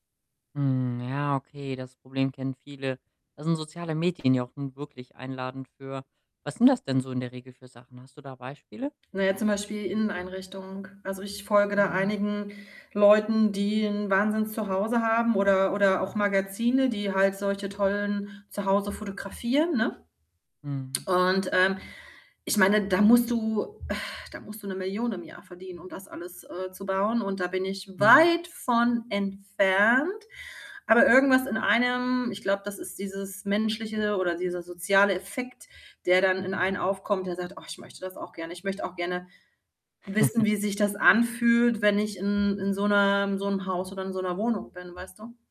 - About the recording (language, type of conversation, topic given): German, advice, Wie kann ich aufhören, mich ständig mit anderen zu vergleichen und den Kaufdruck reduzieren, um zufriedener zu werden?
- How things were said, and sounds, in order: other background noise; static; tsk; sigh; chuckle